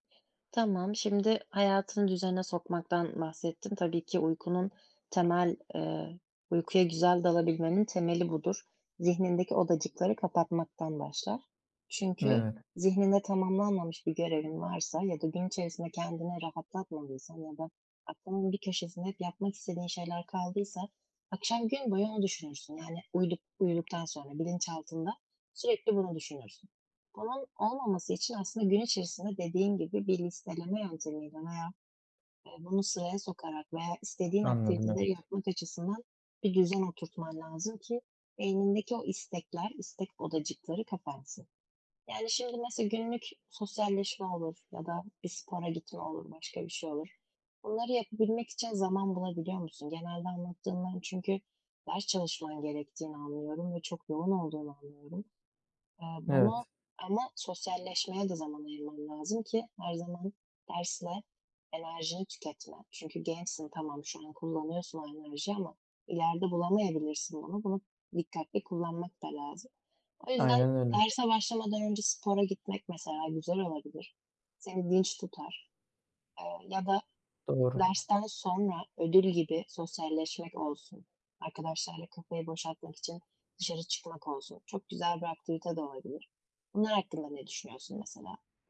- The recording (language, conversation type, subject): Turkish, advice, Gün içindeki stresi azaltıp gece daha rahat uykuya nasıl geçebilirim?
- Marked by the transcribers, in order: other background noise; tapping